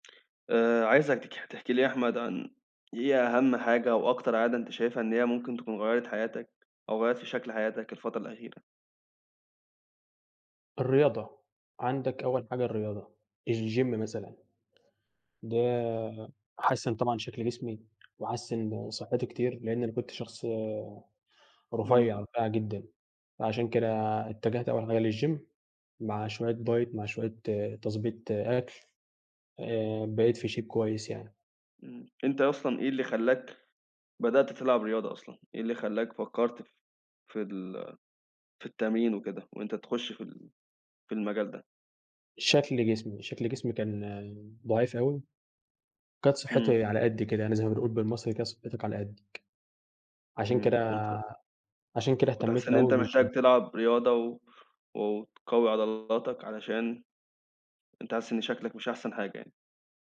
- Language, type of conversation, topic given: Arabic, unstructured, إيه هي العادة الصغيرة اللي غيّرت حياتك؟
- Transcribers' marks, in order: other noise; in English: "الgym"; tapping; in English: "للgym"; in English: "diet"; in English: "shape"; in English: "بالgym"